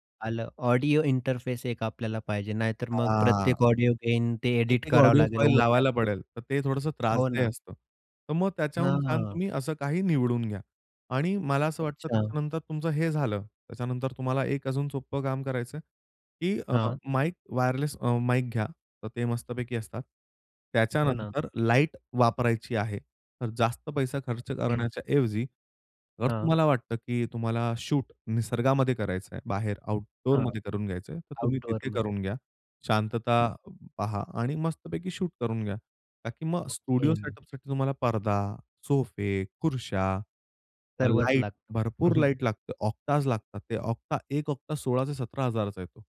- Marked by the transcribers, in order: in English: "इंटरफेस"; other background noise; in English: "ओव्हरलॅपच"; tapping; "त्रासदायक" said as "त्रासदेय"; other noise; in English: "आउटडोअरमध्ये"; in English: "स्टुडिओ सेटअपसाठी"
- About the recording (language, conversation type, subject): Marathi, podcast, पॉडकास्ट किंवा व्हिडिओ बनवायला तुम्ही कशी सुरुवात कराल?
- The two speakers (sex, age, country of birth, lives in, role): male, 25-29, India, India, guest; male, 30-34, India, India, host